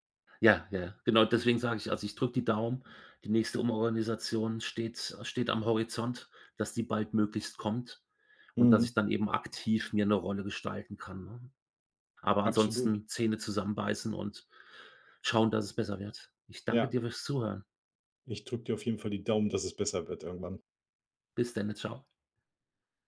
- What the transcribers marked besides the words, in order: none
- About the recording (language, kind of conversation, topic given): German, advice, Warum fühlt sich mein Job trotz guter Bezahlung sinnlos an?